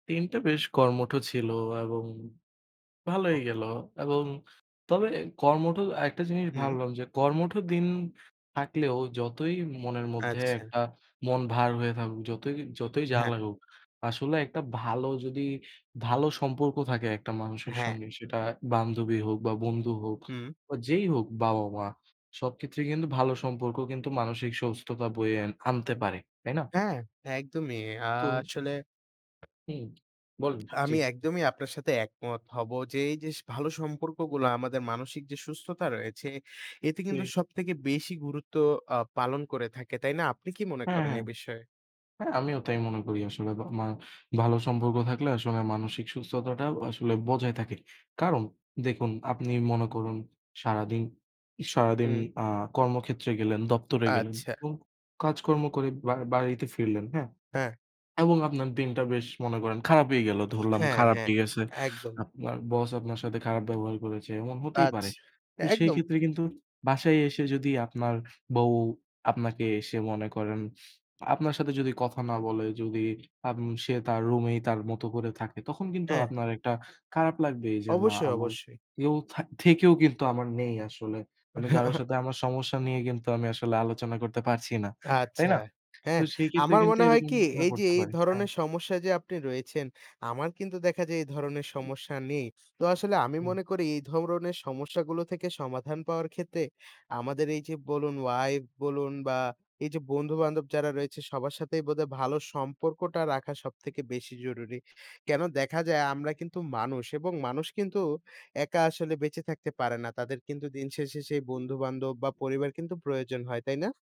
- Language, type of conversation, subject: Bengali, unstructured, ভালো সম্পর্ক কীভাবে মানসিক সুস্থতায় সাহায্য করে?
- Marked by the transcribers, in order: tapping; "সুস্থতা" said as "সৌস্থতা"; "যে" said as "যেস"; "এবং" said as "বং"; other background noise; chuckle; "ধরণের" said as "ধওরণের"